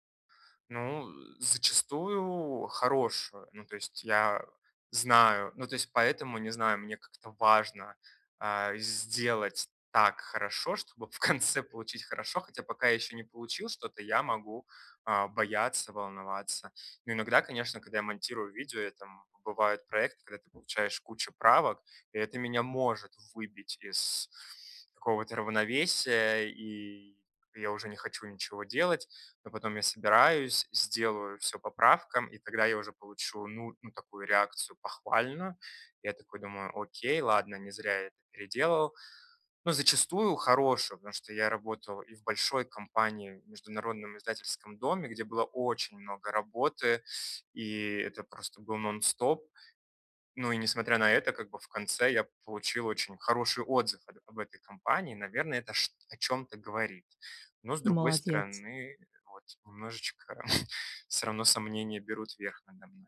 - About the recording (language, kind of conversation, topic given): Russian, advice, Как перестать позволять внутреннему критику подрывать мою уверенность и решимость?
- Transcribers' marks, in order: laughing while speaking: "в конце"; tapping; other background noise; chuckle